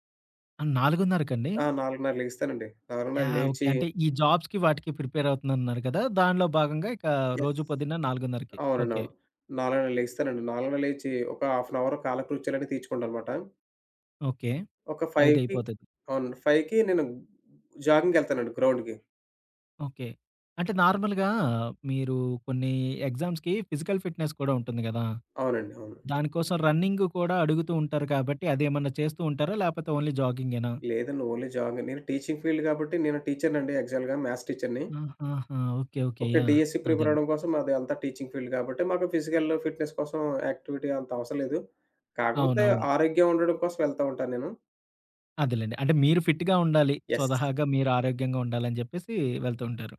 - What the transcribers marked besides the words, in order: in English: "జాబ్స్‌కి"; in English: "యెస్"; in English: "హాఫ్ ఎన్ అవర్"; in English: "ఫైవ్‌కి"; in English: "ఫైవ్‌కి"; in English: "నార్మల్‌గా"; in English: "ఎగ్జామ్స్‌కి ఫిజికల్ ఫిట్‌నెస్"; in English: "ఓన్లీ"; in English: "ఓన్లీ జాగింగ్"; in English: "టీచింగ్ ఫీల్డ్"; in English: "యాక్చువల్‌గా మ్యాథ్స్"; in English: "డీఎస్సీ"; in English: "టీచింగ్ ఫీల్డ్"; in English: "ఫిజికల్ ఫిట్‌నెస్"; in English: "యాక్టివిటీ"; in English: "ఫిట్‌గా"; in English: "యెస్"
- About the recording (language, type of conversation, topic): Telugu, podcast, స్వయంగా నేర్చుకోవడానికి మీ రోజువారీ అలవాటు ఏమిటి?